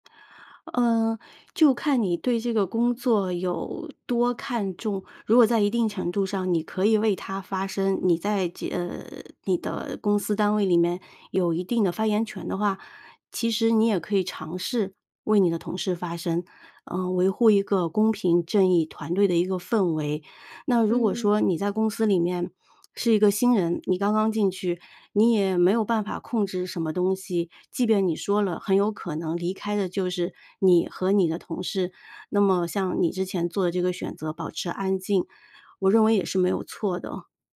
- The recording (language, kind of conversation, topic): Chinese, advice, 当你目睹不公之后，是如何开始怀疑自己的价值观与人生意义的？
- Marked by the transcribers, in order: none